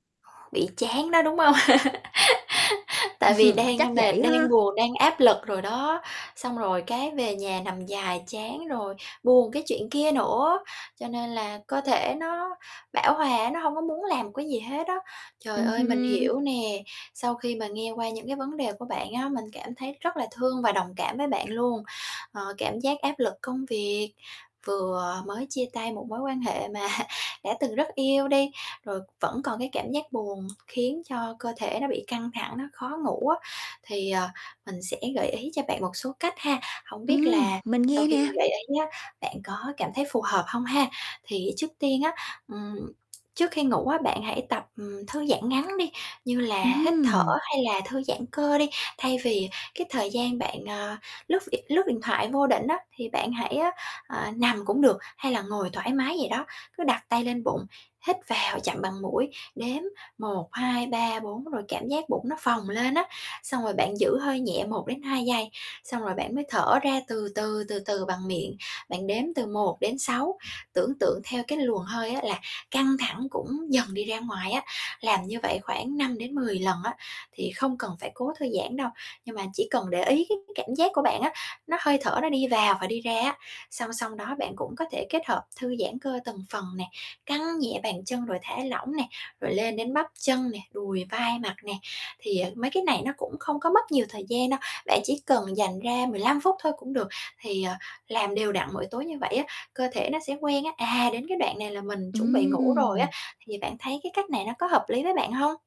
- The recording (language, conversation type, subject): Vietnamese, advice, Làm thế nào để giảm căng thẳng trước khi đi ngủ?
- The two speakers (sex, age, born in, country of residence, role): female, 25-29, Vietnam, Japan, advisor; female, 30-34, Vietnam, Vietnam, user
- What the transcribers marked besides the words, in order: other background noise; tapping; laughing while speaking: "hông?"; laugh; chuckle; laughing while speaking: "mà"; distorted speech